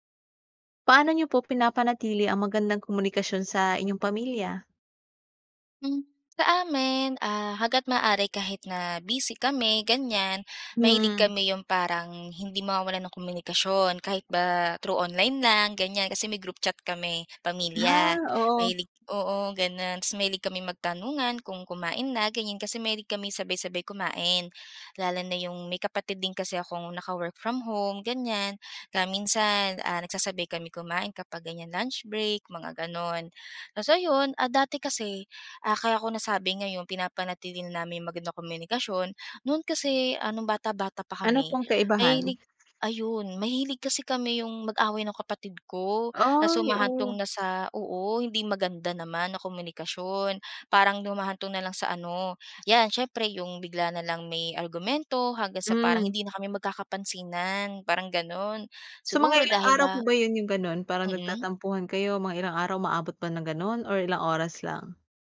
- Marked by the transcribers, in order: other background noise; in English: "through online"; other noise
- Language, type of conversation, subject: Filipino, podcast, Paano mo pinananatili ang maayos na komunikasyon sa pamilya?